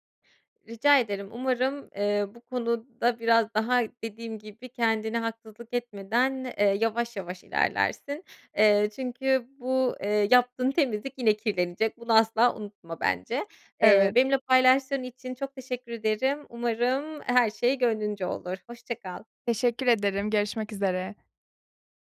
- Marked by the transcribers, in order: other background noise; tapping
- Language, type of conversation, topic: Turkish, advice, Ev ve eşyalarımı düzenli olarak temizlemek için nasıl bir rutin oluşturabilirim?